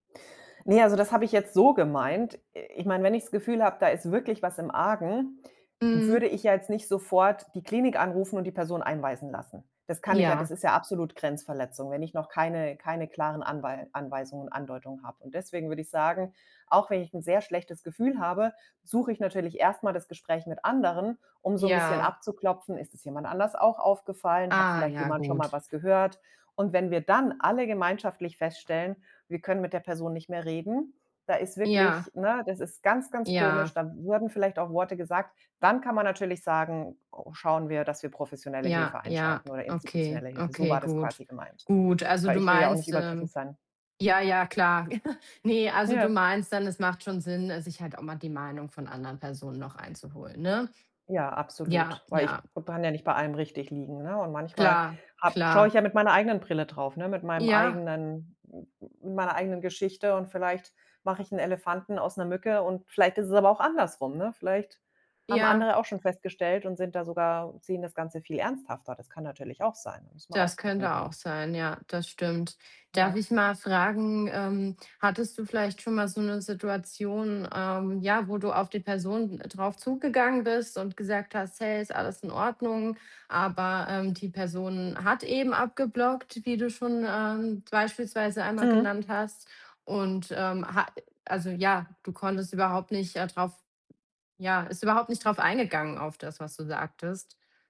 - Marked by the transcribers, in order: chuckle; other background noise
- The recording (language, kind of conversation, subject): German, podcast, Wie kann man einem Familienmitglied helfen, das psychisch leidet?